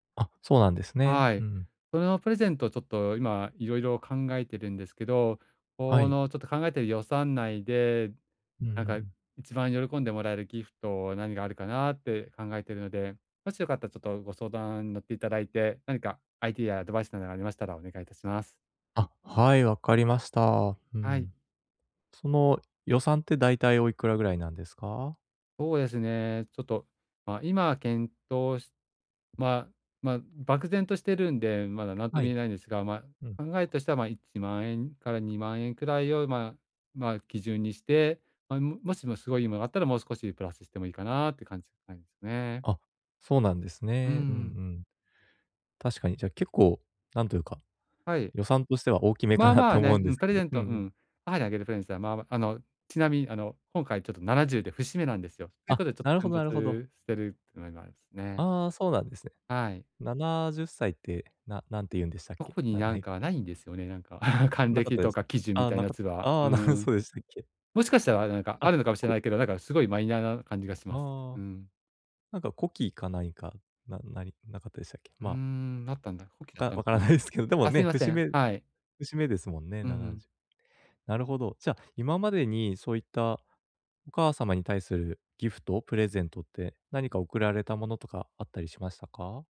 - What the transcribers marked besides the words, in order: laughing while speaking: "なる"; laughing while speaking: "分からないですけど"
- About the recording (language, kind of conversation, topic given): Japanese, advice, どうすれば予算内で喜ばれる贈り物を選べますか？
- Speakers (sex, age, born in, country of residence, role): male, 30-34, Japan, Japan, advisor; male, 45-49, Japan, Japan, user